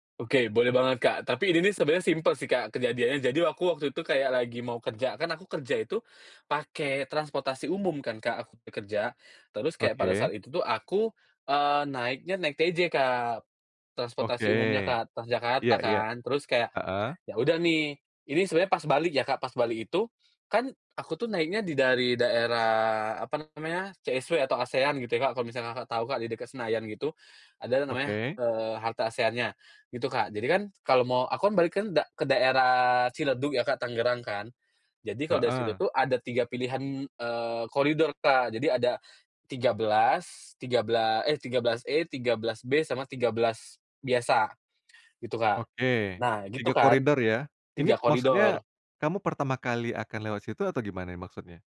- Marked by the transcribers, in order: other background noise; drawn out: "daerah"
- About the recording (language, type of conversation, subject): Indonesian, podcast, Apa tips sederhana agar kita lebih peka terhadap insting sendiri?